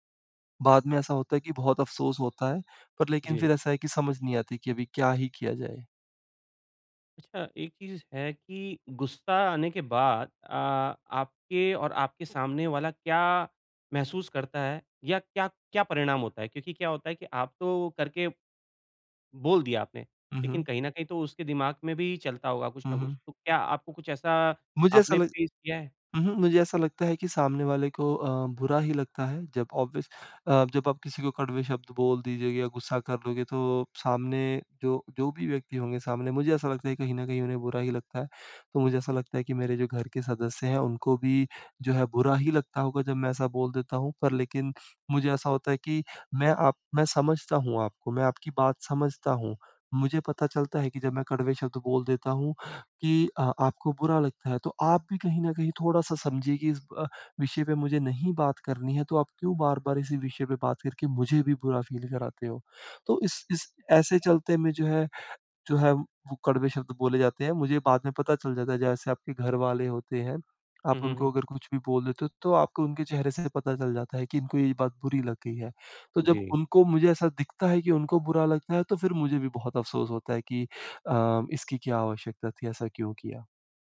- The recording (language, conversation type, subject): Hindi, advice, मैं गुस्से में बार-बार कठोर शब्द क्यों बोल देता/देती हूँ?
- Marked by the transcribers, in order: in English: "फेस"; in English: "ऑब्वियस"; in English: "फ़ील"